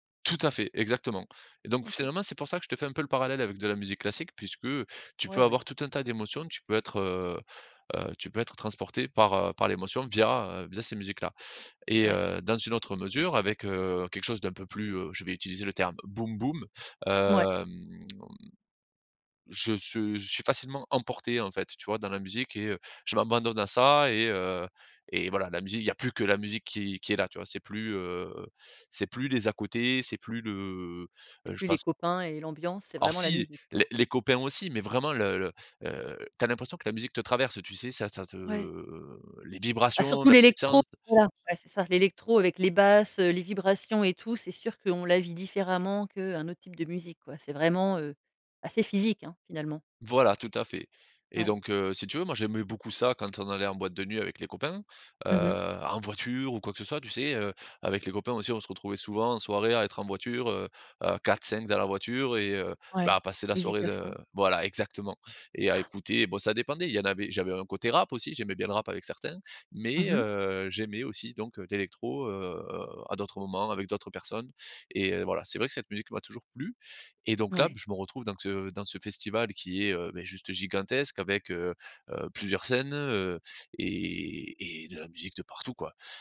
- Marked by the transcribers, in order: drawn out: "hem"; drawn out: "te"; chuckle
- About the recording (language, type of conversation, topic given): French, podcast, Quel est ton meilleur souvenir de festival entre potes ?
- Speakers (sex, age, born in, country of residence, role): female, 40-44, France, Netherlands, host; male, 35-39, France, France, guest